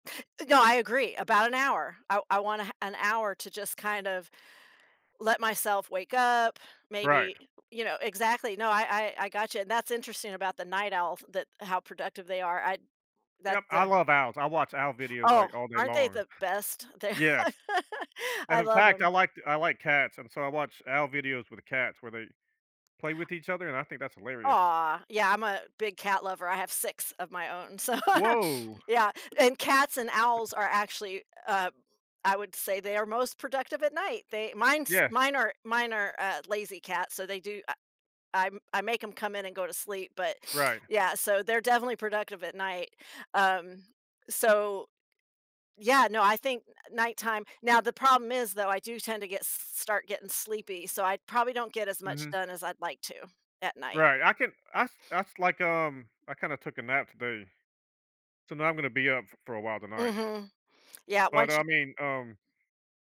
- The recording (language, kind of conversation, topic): English, unstructured, What factors affect when you feel most productive during the day?
- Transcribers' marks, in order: laughing while speaking: "They're"; laugh; laughing while speaking: "So"; laugh; other background noise